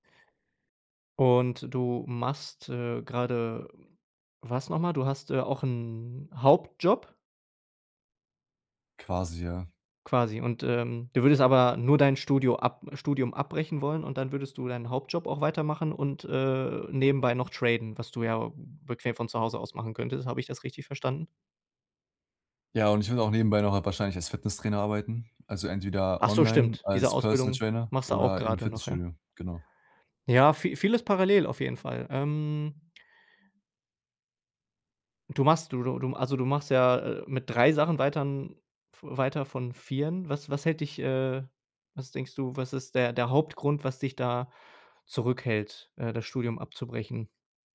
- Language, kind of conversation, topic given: German, advice, Wie kann ich Risiken eingehen, obwohl ich Angst vor dem Scheitern habe?
- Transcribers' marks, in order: other background noise